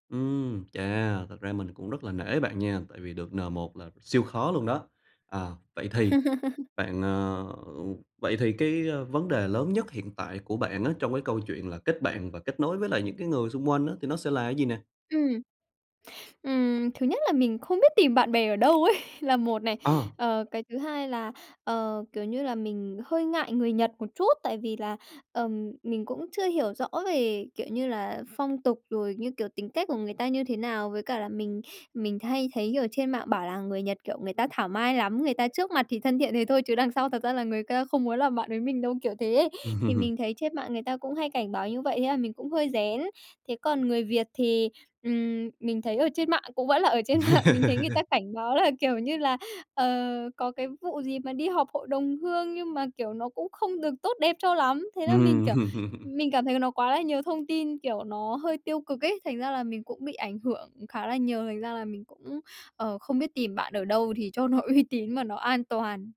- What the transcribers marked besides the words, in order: tapping; laugh; laugh; laugh; laughing while speaking: "mạng"; laugh; other background noise
- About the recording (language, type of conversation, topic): Vietnamese, advice, Làm sao để kết bạn ở nơi mới?